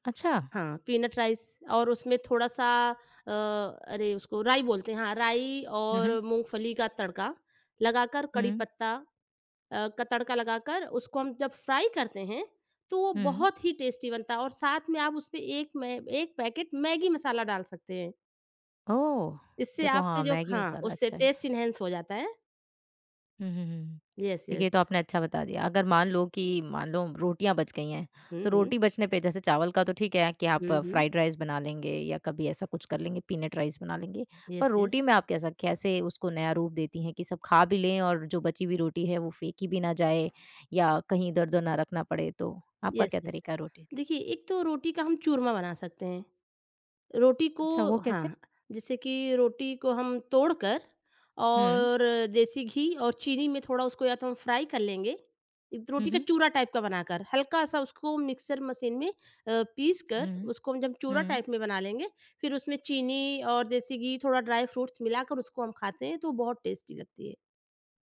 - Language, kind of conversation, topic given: Hindi, podcast, बचे हुए खाने को आप किस तरह नए व्यंजन में बदलते हैं?
- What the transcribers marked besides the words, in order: in English: "टेस्टी"; in English: "टेस्ट इनहैंस"; in English: "यस यस"; in English: "यस, यस"; in English: "यस, यस, यस"; in English: "फ्राइ"; in English: "टाइप"; in English: "टाइप"; in English: "ड्राइ फ्रूट्स"; in English: "टेस्टी"